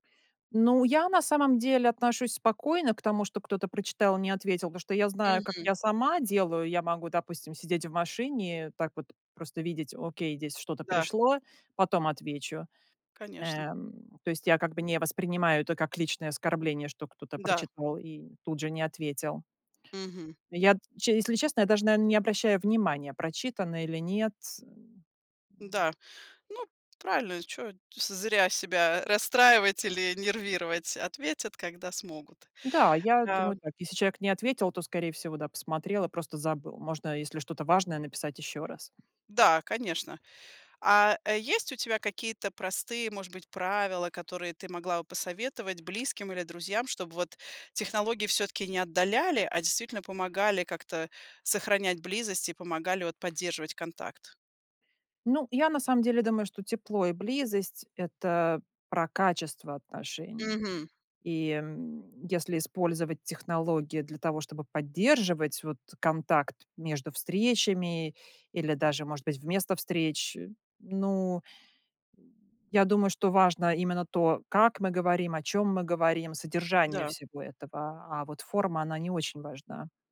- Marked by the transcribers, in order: other noise; other background noise
- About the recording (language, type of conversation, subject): Russian, podcast, Как технологии изменили наше общение с родными и друзьями?